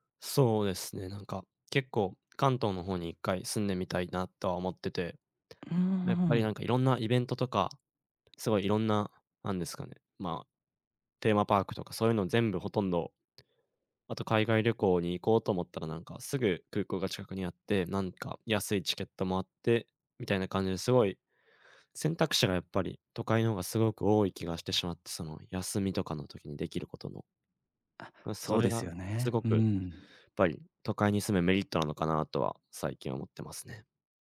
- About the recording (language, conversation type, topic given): Japanese, advice, 引っ越して新しい街で暮らすべきか迷っている理由は何ですか？
- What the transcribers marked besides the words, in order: none